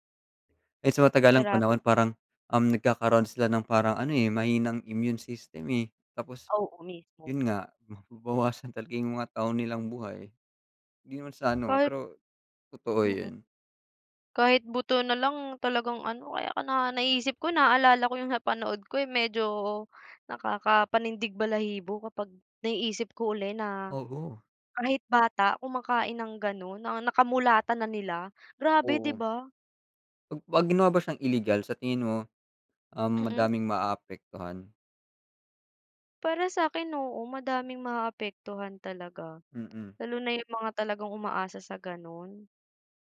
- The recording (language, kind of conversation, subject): Filipino, unstructured, Ano ang reaksyon mo sa mga taong kumakain ng basura o panis na pagkain?
- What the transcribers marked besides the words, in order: tapping